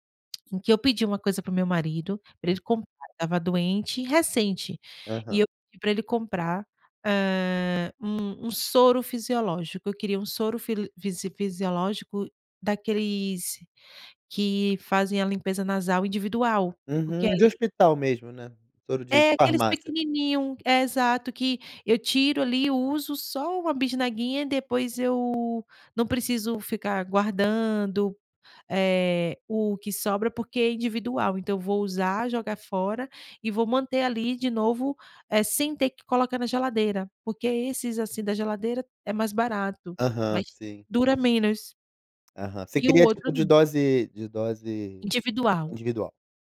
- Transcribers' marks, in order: none
- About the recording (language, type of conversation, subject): Portuguese, advice, Como posso expressar minhas necessidades emocionais ao meu parceiro com clareza?